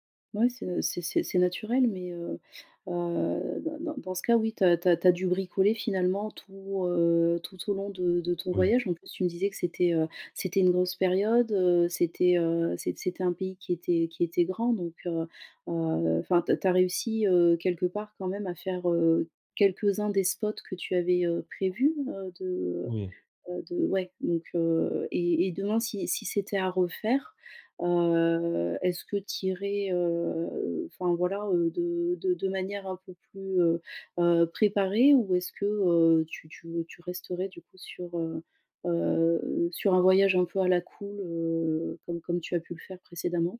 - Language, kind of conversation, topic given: French, advice, Comment gérer les difficultés logistiques lors de mes voyages ?
- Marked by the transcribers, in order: tapping; drawn out: "heu"; drawn out: "heu"